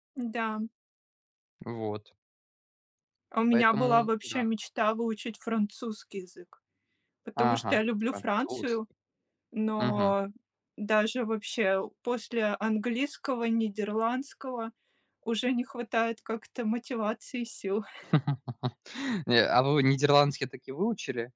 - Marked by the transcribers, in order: other background noise; tapping; giggle
- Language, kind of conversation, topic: Russian, unstructured, Какие у тебя мечты на ближайшие пять лет?